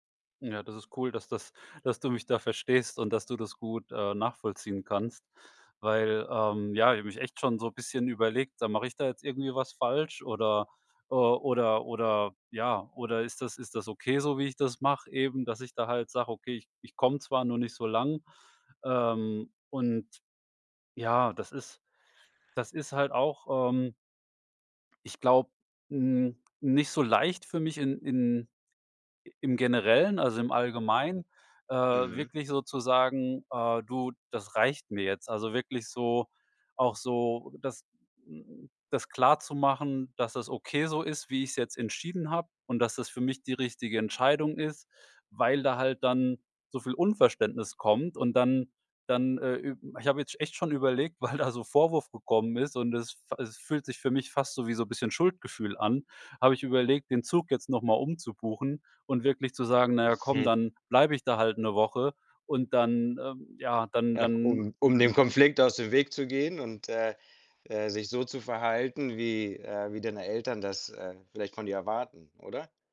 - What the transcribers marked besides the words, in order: laughing while speaking: "weil"
- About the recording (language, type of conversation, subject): German, advice, Wie kann ich einen Streit über die Feiertagsplanung und den Kontakt zu Familienmitgliedern klären?